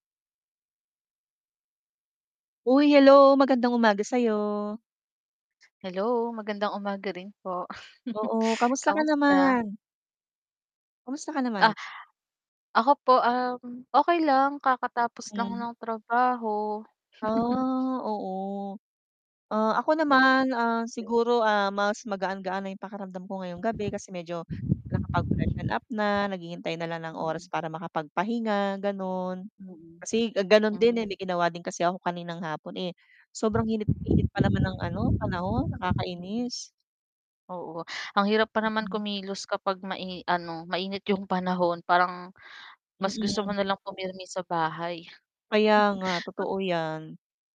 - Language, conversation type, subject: Filipino, unstructured, Paano mo hinaharap ang hindi pagkakaintindihan sa mga kaibigan mo?
- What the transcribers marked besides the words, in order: static; chuckle; tapping; other background noise; wind; distorted speech; chuckle; mechanical hum; chuckle